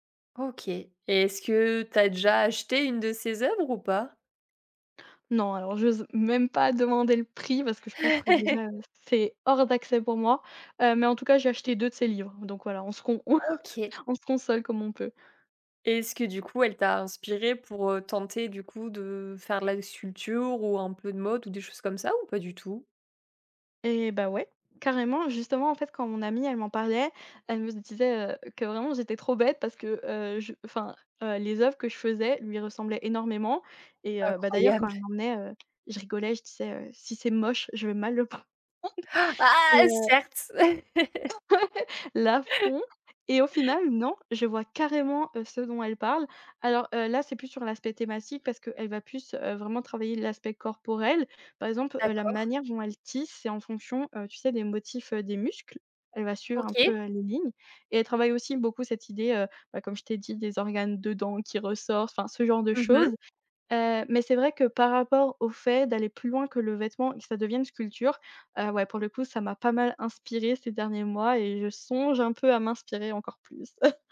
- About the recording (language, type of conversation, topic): French, podcast, Quel artiste français considères-tu comme incontournable ?
- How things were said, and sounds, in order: laugh; chuckle; tapping; laughing while speaking: "le prendre"; stressed: "Ah"; chuckle; laughing while speaking: "Ouais"; stressed: "carrément"; chuckle